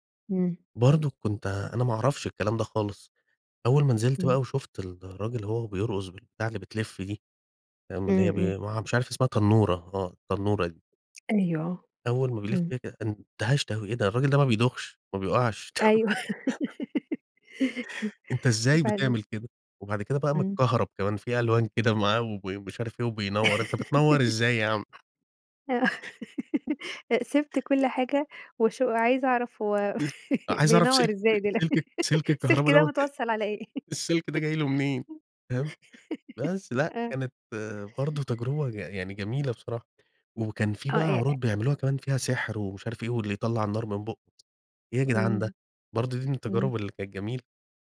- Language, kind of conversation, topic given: Arabic, podcast, ايه أحلى تجربة مشاهدة أثرت فيك ولسه فاكرها؟
- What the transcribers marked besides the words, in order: laugh; giggle; tapping; laugh; laugh; chuckle; unintelligible speech; laugh; chuckle; laughing while speaking: "دلو السلك ده متوصل علي إيه؟"